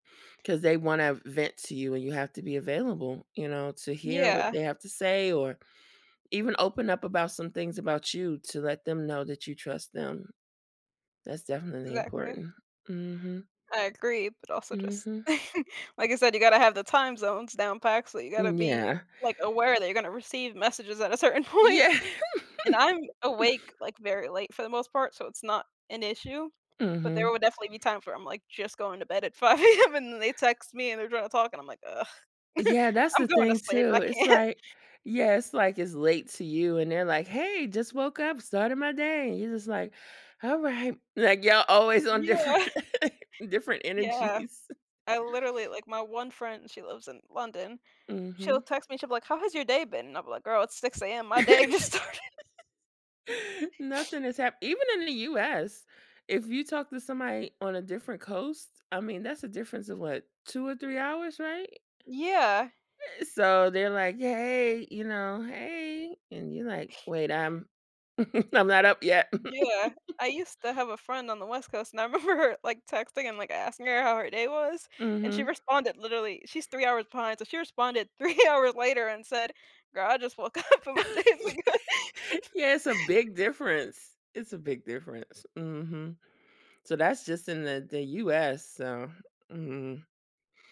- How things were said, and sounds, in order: chuckle; other background noise; laughing while speaking: "point"; laughing while speaking: "Yeah"; chuckle; laughing while speaking: "five"; chuckle; laughing while speaking: "I can't"; laughing while speaking: "different different energies"; laugh; laughing while speaking: "started"; sniff; chuckle; laughing while speaking: "remember her"; laughing while speaking: "three hours"; chuckle; laughing while speaking: "I just woke up and my day is good"
- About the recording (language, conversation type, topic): English, unstructured, What helps friendships stay strong when you can't see each other often?
- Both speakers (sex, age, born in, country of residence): female, 20-24, United States, United States; female, 45-49, United States, United States